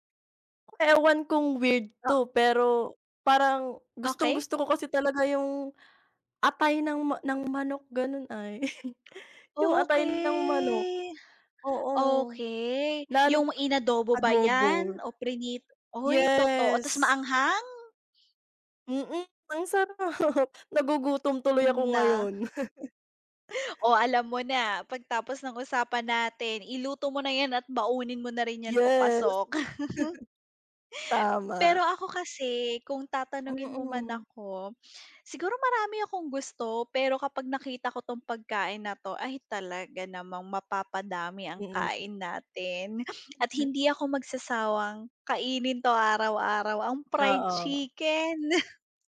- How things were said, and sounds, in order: drawn out: "Okey"; laugh; laugh; chuckle; laugh; chuckle
- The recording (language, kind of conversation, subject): Filipino, unstructured, Ano ang pinakakakaibang lasa na naranasan mo sa pagkain?
- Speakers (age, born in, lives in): 18-19, Philippines, Philippines; 30-34, Philippines, Philippines